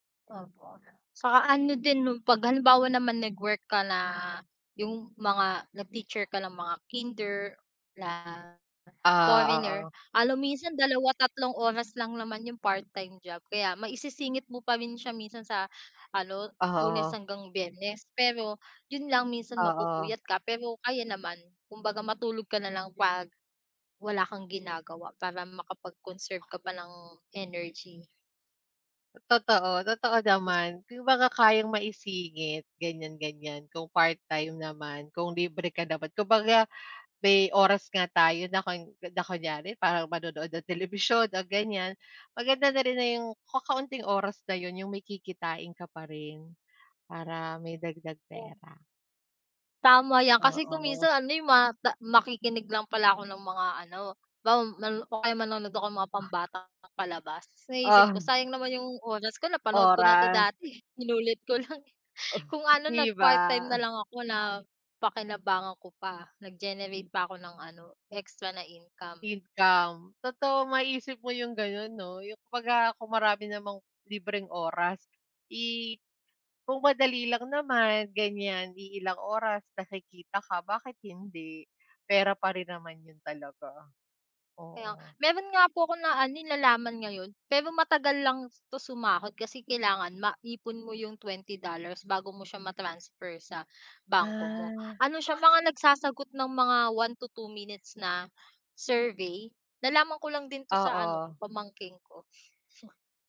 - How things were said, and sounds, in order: other background noise; tapping; laughing while speaking: "dati"; laughing while speaking: "lang"; dog barking; chuckle
- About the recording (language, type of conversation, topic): Filipino, unstructured, Ano ang mga paborito mong paraan para kumita ng dagdag na pera?